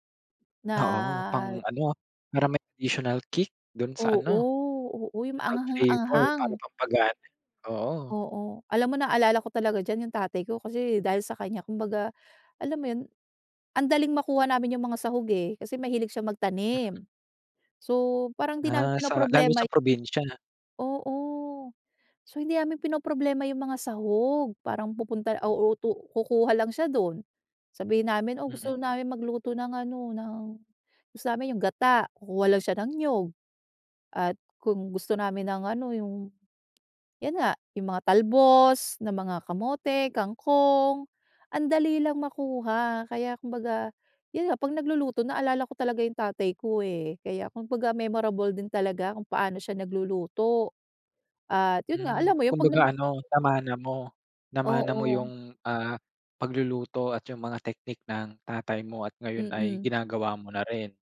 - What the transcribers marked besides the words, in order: unintelligible speech
- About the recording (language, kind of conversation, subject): Filipino, podcast, Ano ang ginagawa mo para maging hindi malilimutan ang isang pagkain?